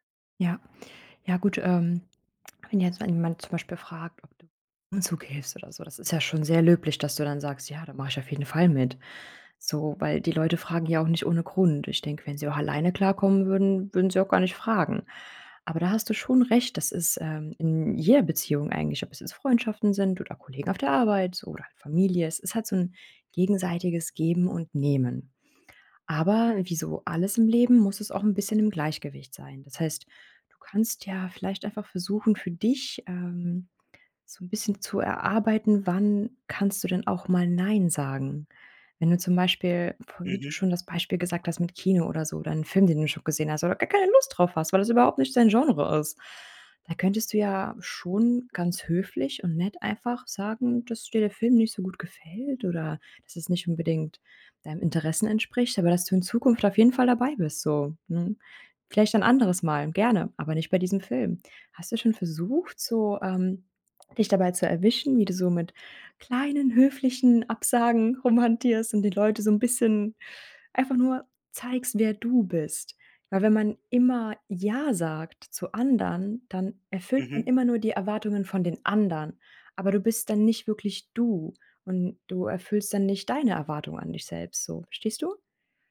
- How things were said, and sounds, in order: unintelligible speech; put-on voice: "gar keine Lust"; stressed: "du"; stressed: "anderen"; stressed: "du"
- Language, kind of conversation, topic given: German, advice, Warum fällt es mir schwer, bei Bitten von Freunden oder Familie Nein zu sagen?